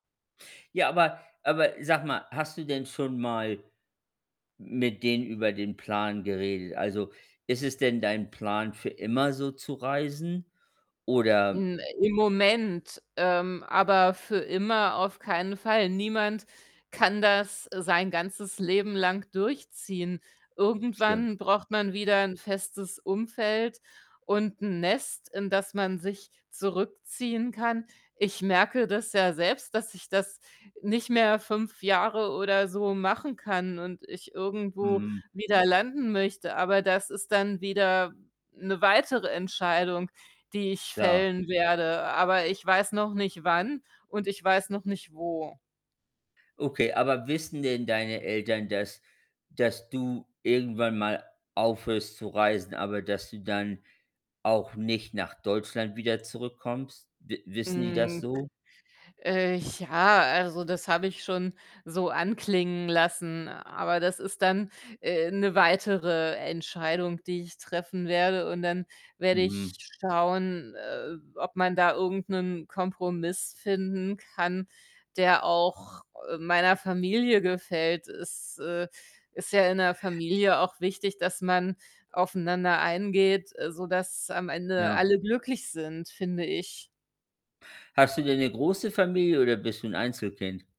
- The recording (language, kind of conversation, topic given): German, unstructured, Wie gehst du damit um, wenn deine Familie deine Entscheidungen nicht akzeptiert?
- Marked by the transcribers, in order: static; other background noise; distorted speech